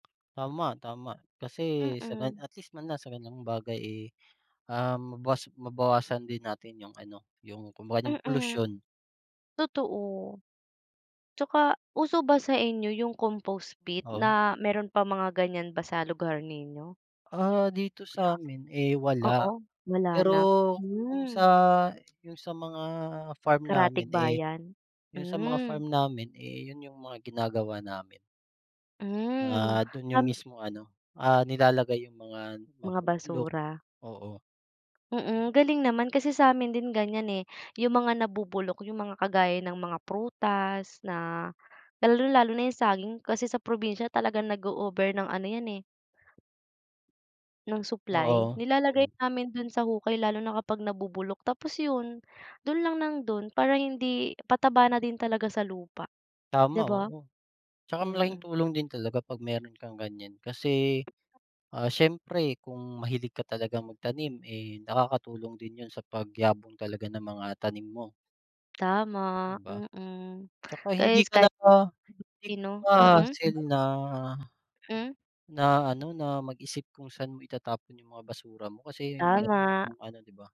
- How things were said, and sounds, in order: tapping; unintelligible speech
- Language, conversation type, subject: Filipino, unstructured, Paano mo pinapahalagahan ang kalikasan sa araw-araw?